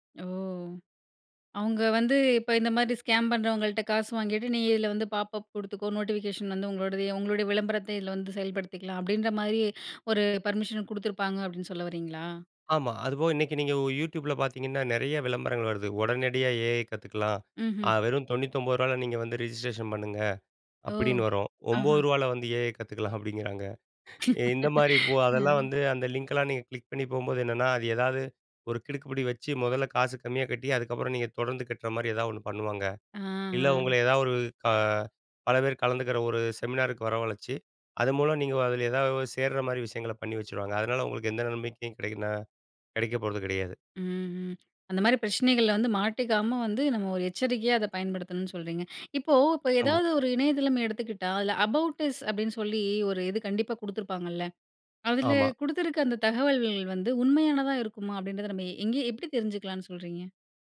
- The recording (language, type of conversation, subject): Tamil, podcast, வலைவளங்களிலிருந்து நம்பகமான தகவலை நீங்கள் எப்படித் தேர்ந்தெடுக்கிறீர்கள்?
- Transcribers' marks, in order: in English: "ஸ்கேம்"; tapping; in English: "பாப்பப்"; in English: "நோட்டிஃபிகேஷன்"; other background noise; in English: "ரிஜிஸ்ட்ரேஷன்"; laughing while speaking: "கத்துக்கலாம் அப்பிடிங்கிறாங்க"; chuckle; in English: "லிங்க்"; other noise; in English: "அபௌட் அஸ்"